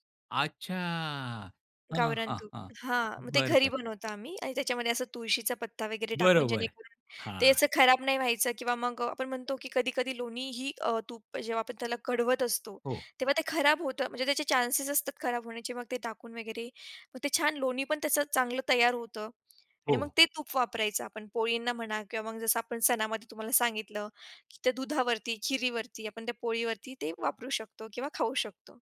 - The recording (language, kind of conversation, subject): Marathi, podcast, सणांमध्ये घरच्या जुन्या पाककृती तुम्ही कशा जपता?
- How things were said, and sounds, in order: other background noise; tapping